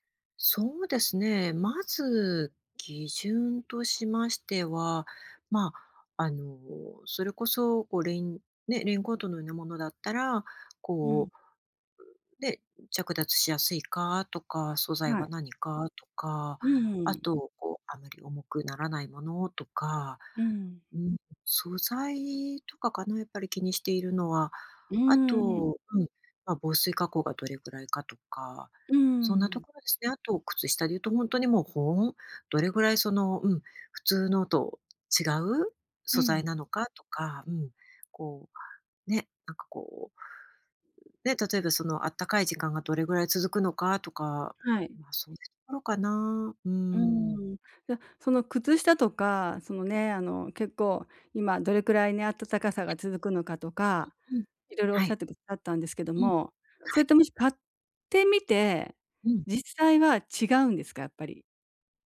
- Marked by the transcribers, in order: none
- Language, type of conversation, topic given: Japanese, advice, オンラインでの買い物で失敗が多いのですが、どうすれば改善できますか？